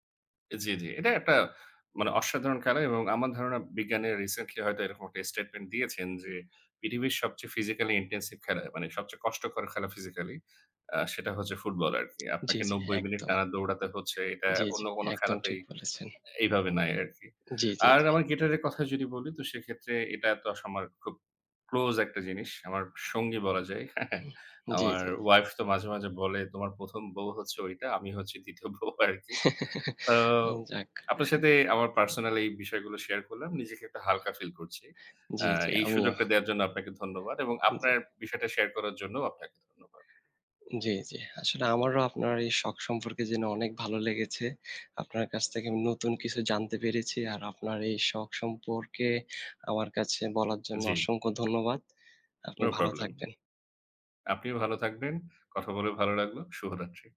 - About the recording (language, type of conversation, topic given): Bengali, unstructured, আপনার সবচেয়ে প্রিয় শখ কী, এবং কেন সেটি আপনার কাছে গুরুত্বপূর্ণ?
- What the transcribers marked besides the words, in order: other background noise; tapping; chuckle; laughing while speaking: "দ্বিতীয় বউ আরকি"; chuckle